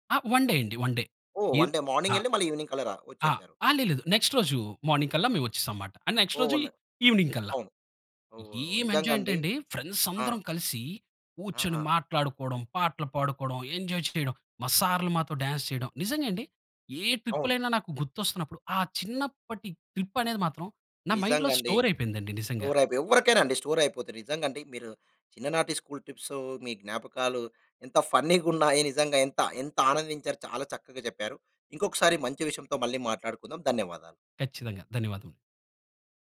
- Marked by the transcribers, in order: in English: "వన్ డే"; in English: "వన్ డే"; in English: "వన్ డే"; in English: "ఈవినింగ్"; in English: "నెక్స్ట్"; in English: "మార్నింగ్"; in English: "నెక్స్ట్"; in English: "ఈవెనింగ్"; in English: "ఎంజాయ్"; tapping; in English: "ఫ్రెండ్స్"; in English: "ఎంజాయ్"; in English: "డాన్స్"; in English: "ట్రిప్"; in English: "మైండ్‌లో స్టోర్"; in English: "స్కూల్"; chuckle
- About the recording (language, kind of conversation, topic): Telugu, podcast, నీ చిన్ననాటి పాఠశాల విహారయాత్రల గురించి నీకు ఏ జ్ఞాపకాలు గుర్తున్నాయి?